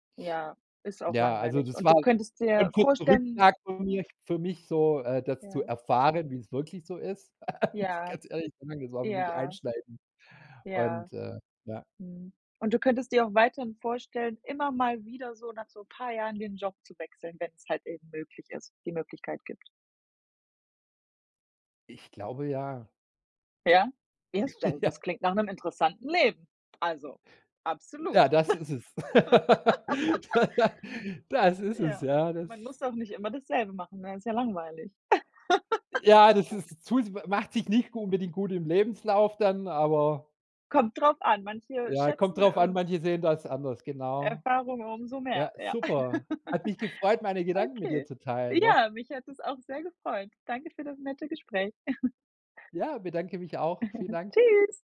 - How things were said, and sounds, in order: laugh; unintelligible speech; laugh; laughing while speaking: "Ja"; laugh; laughing while speaking: "Da"; laugh; laugh; other background noise; laugh; laughing while speaking: "Okay"; chuckle; giggle
- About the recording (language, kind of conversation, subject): German, podcast, Wie bist du zu deinem Beruf gekommen?